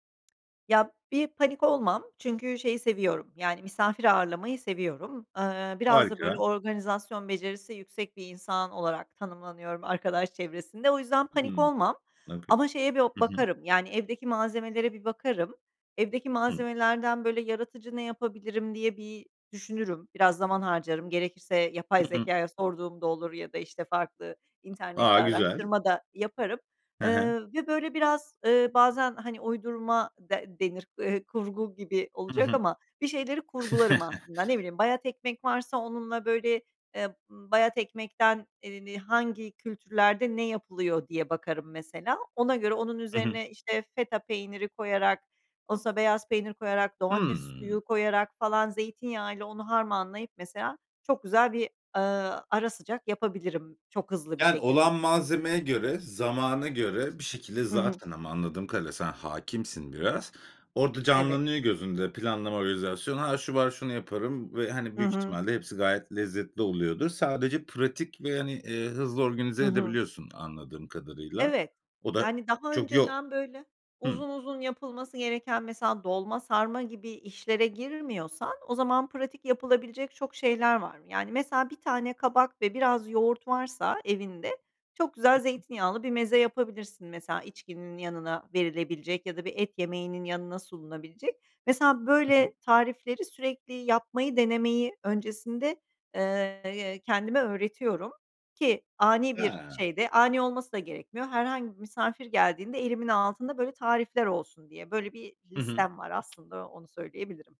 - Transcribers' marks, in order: tapping; in English: "okay"; other background noise; chuckle
- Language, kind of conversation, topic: Turkish, podcast, Misafir geldiğinde hazırlıkları nasıl organize ediyorsun?